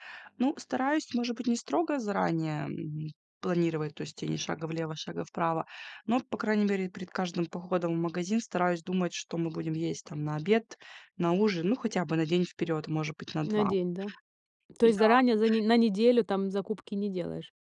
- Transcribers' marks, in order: none
- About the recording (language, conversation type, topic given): Russian, podcast, Как ты стараешься правильно питаться в будни?